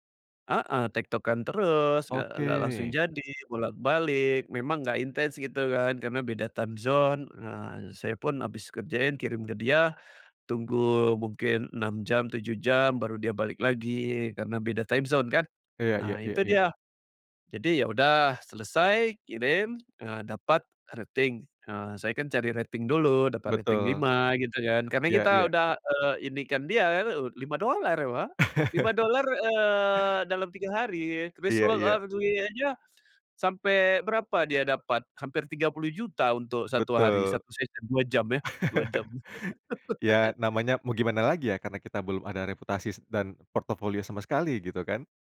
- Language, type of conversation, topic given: Indonesian, podcast, Kapan sebuah kebetulan mengantarkanmu ke kesempatan besar?
- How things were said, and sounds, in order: in English: "time zone"; other background noise; in English: "time zone"; in English: "rating"; in English: "rating"; in English: "rating"; chuckle; unintelligible speech; in English: "second"; chuckle; laugh; "reputasi" said as "reputasis"